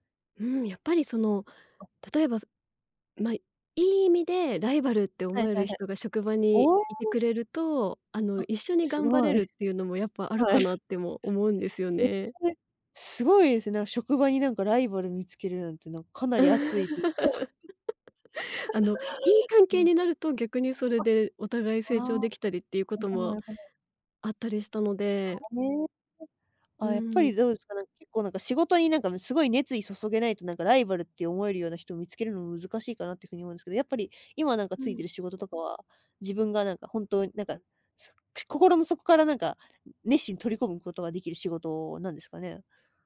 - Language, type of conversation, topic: Japanese, podcast, 他人と比べないようにするには、どうすればいいですか？
- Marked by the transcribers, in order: tapping; laugh; laugh; background speech